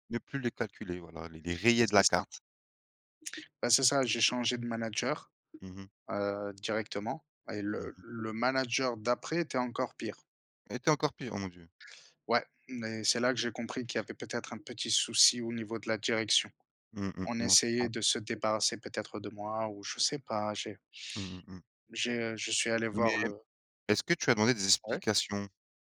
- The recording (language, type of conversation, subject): French, unstructured, Qu’est-ce qui te rend triste dans ta vie professionnelle ?
- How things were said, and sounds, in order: other background noise; tapping